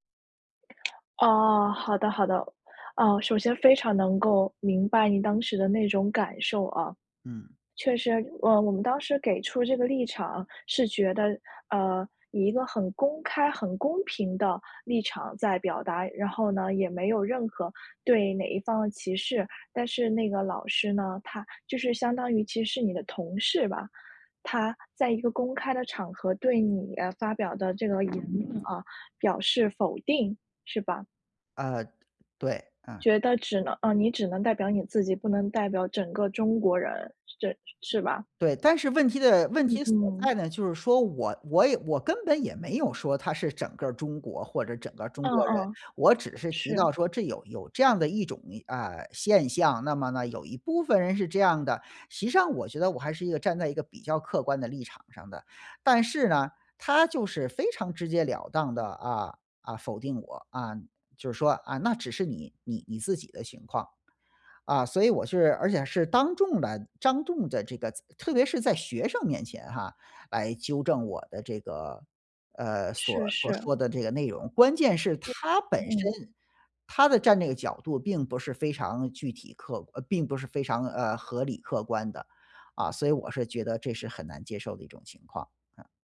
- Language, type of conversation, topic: Chinese, advice, 在聚会中被当众纠正时，我感到尴尬和愤怒该怎么办？
- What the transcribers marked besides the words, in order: other background noise